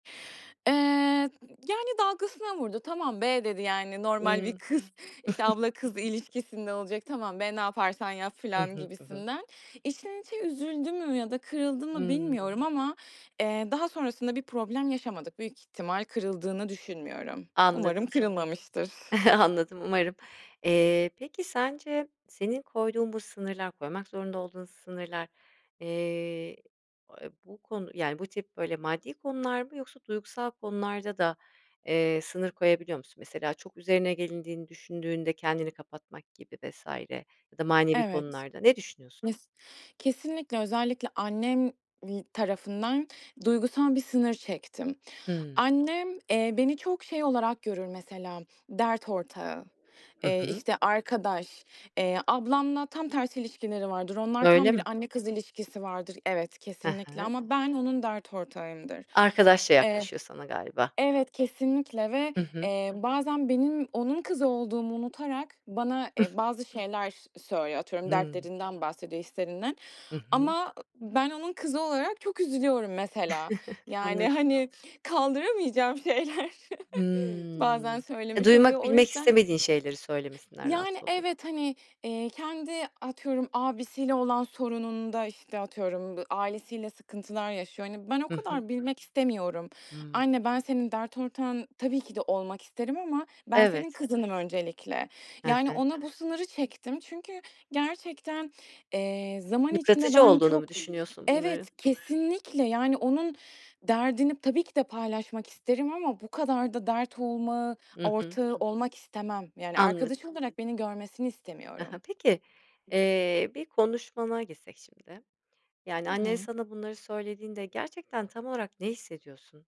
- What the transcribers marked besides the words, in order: other background noise; chuckle; chuckle; chuckle; chuckle; tapping; laughing while speaking: "şeyler"
- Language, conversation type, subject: Turkish, podcast, Sence aile içinde sınır koymak neden önemli?
- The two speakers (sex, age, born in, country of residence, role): female, 25-29, Turkey, Ireland, guest; female, 40-44, Turkey, Spain, host